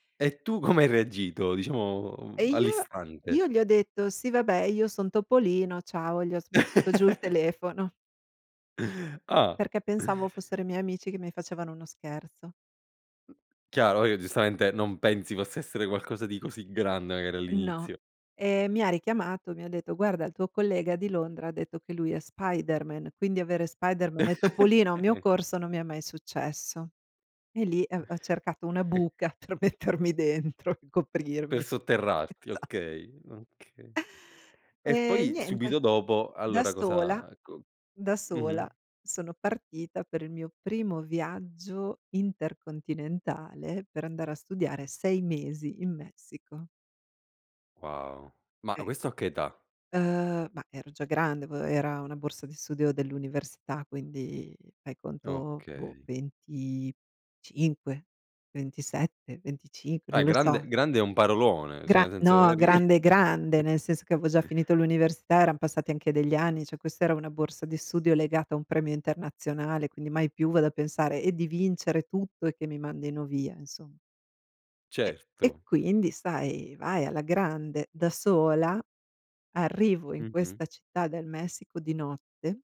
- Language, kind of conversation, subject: Italian, podcast, Qual è un viaggio che ti ha cambiato la prospettiva?
- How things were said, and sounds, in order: laughing while speaking: "come"; chuckle; other background noise; chuckle; laughing while speaking: "per mettermi dentro e coprirmi. Esa"; tapping; "cioè" said as "ceh"; laughing while speaking: "eri"; chuckle; "avevo" said as "aveo"; "Cioè" said as "ceh"